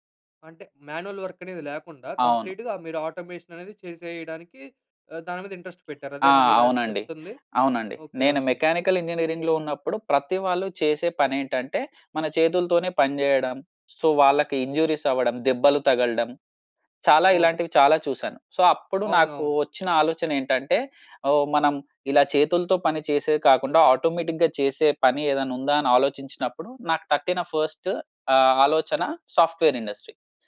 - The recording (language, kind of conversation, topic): Telugu, podcast, కెరీర్ మార్పు గురించి ఆలోచించినప్పుడు మీ మొదటి అడుగు ఏమిటి?
- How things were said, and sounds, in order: in English: "మాన్యూవల్ వర్క్"; in English: "కంప్లీట్‌గా"; in English: "ఆటోమేషన్"; in English: "ఇంట్రెస్ట్"; in English: "మెకానికల్ ఇంజినీరింగ్‌లో"; in English: "ఇంజురీస్"; in English: "సో"; in English: "ఆటోమేటిక్‌గా"; in English: "ఫస్ట్"; in English: "సాఫ్ట్‌వే‌ర్ ఇండస్ట్రీ"